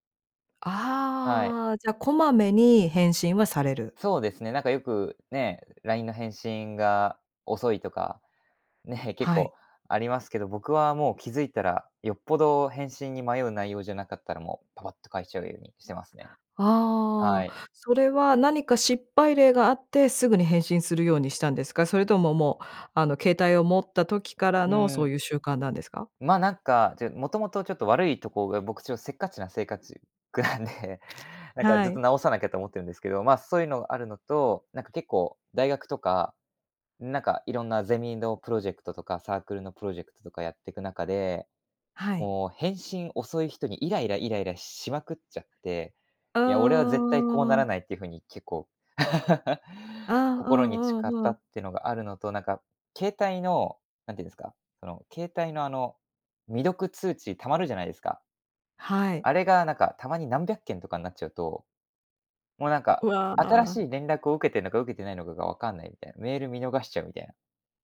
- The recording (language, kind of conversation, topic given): Japanese, podcast, 毎日のスマホの使い方で、特に気をつけていることは何ですか？
- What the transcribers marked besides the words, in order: laughing while speaking: "ね"; "性格" said as "せいかち"; laughing while speaking: "くなんで"; other background noise; laugh